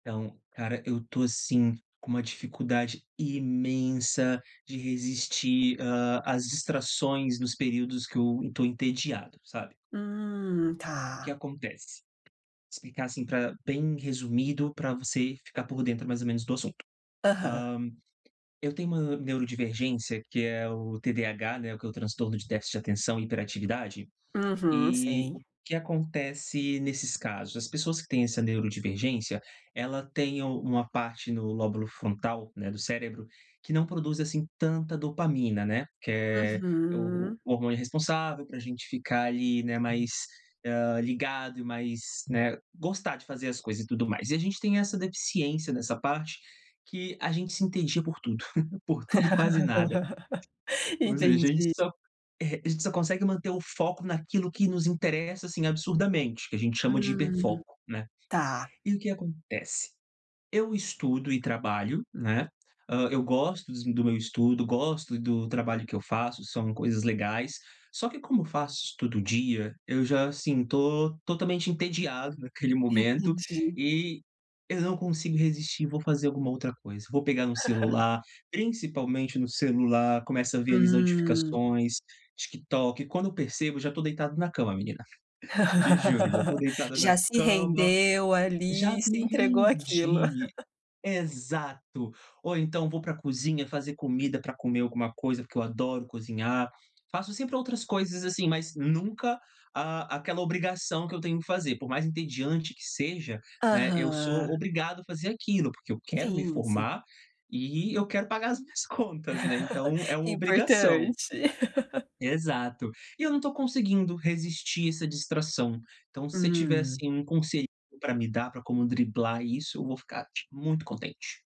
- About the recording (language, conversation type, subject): Portuguese, advice, Como posso resistir às distrações quando estou entediado?
- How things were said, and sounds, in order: tapping; other background noise; chuckle; laugh; laugh; laugh; laugh; laugh; laugh